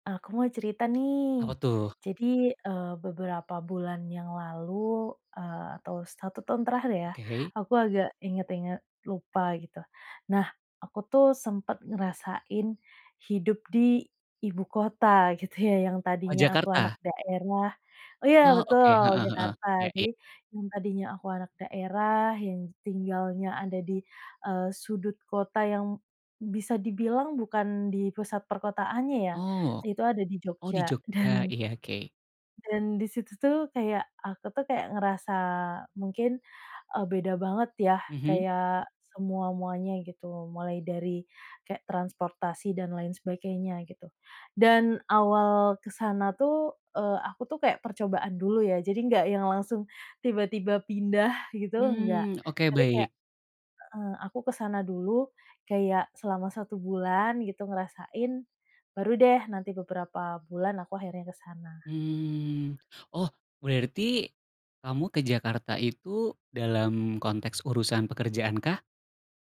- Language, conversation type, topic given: Indonesian, advice, Apa kebiasaan, makanan, atau tradisi yang paling kamu rindukan tetapi sulit kamu temukan di tempat baru?
- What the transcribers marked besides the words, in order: tapping; other animal sound; laughing while speaking: "ya"; other background noise